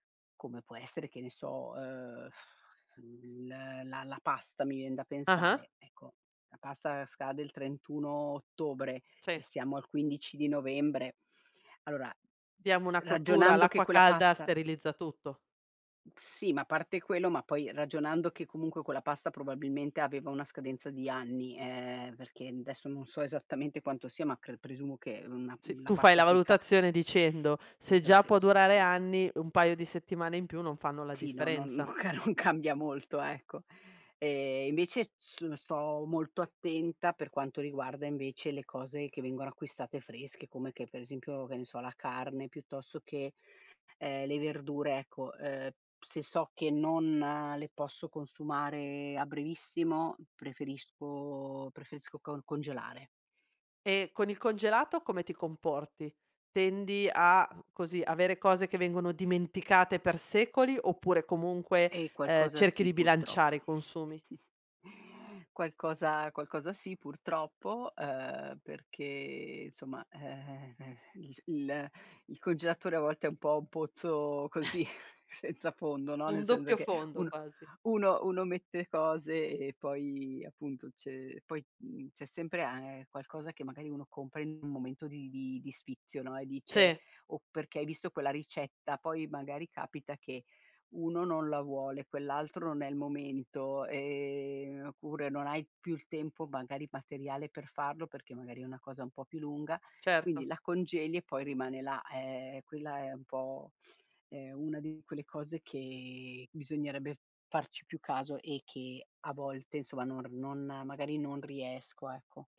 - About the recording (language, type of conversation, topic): Italian, podcast, Hai qualche trucco per ridurre gli sprechi alimentari?
- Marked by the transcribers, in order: lip trill; other background noise; "cioè" said as "ceh"; laughing while speaking: "non ca non cambia molto"; chuckle; chuckle; laughing while speaking: "senza fondo"; chuckle; sniff